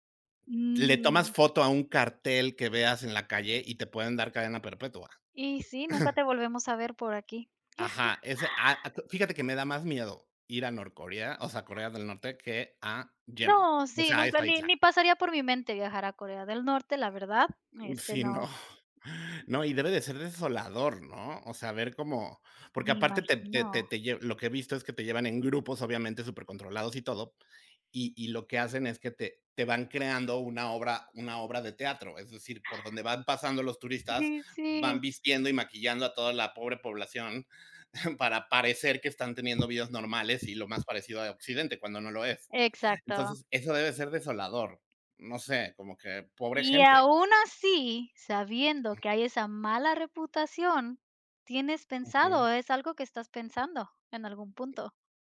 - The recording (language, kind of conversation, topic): Spanish, unstructured, ¿Viajarías a un lugar con fama de ser inseguro?
- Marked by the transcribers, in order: chuckle; chuckle; chuckle; other background noise